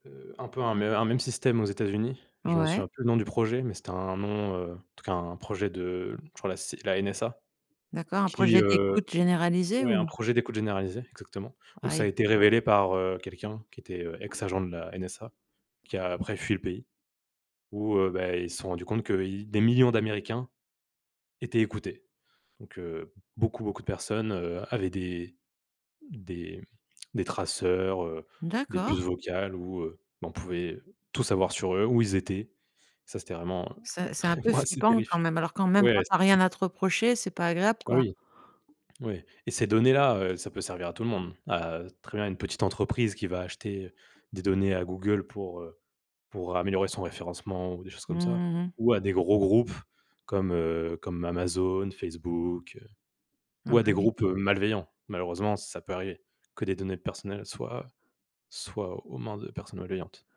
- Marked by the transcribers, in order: chuckle
- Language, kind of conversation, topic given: French, podcast, Comment la vie privée peut-elle résister à l’exploitation de nos données personnelles ?